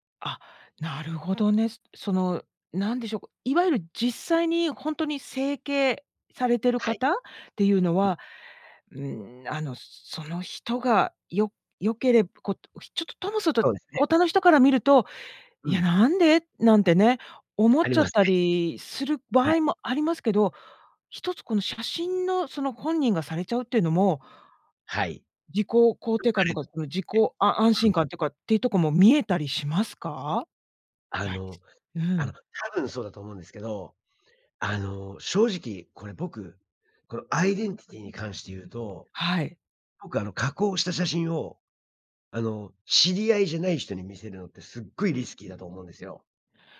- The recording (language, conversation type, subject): Japanese, podcast, 写真加工やフィルターは私たちのアイデンティティにどのような影響を与えるのでしょうか？
- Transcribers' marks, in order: other background noise; in English: "アイデンティティ"; tapping; in English: "リスキー"